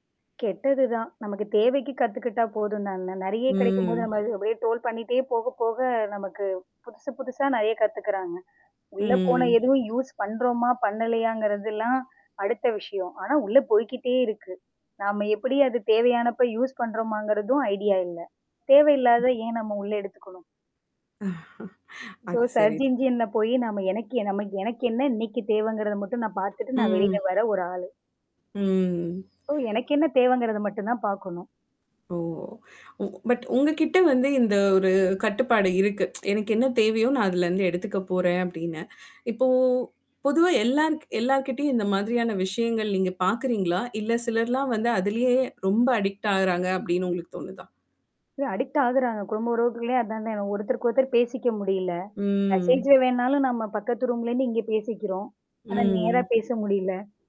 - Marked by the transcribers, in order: drawn out: "ம்"; distorted speech; in English: "ட்ரோல்"; mechanical hum; drawn out: "ம்"; in English: "யூஸ்"; in English: "யூஸ்"; in English: "ஐடியா"; tapping; chuckle; in English: "ஸோ, சர்ச் இன்ஜின்ல"; other background noise; horn; drawn out: "ம்"; in English: "சோ"; in English: "பட்"; tsk; in English: "அடிக்ட்"; in English: "அடிக்ட்"; drawn out: "ம்"; in English: "மெசேஜ்ல"
- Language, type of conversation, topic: Tamil, podcast, வீட்டில் தொழில்நுட்பப் பயன்பாடு குடும்ப உறவுகளை எப்படி மாற்றியிருக்கிறது என்று நீங்கள் நினைக்கிறீர்களா?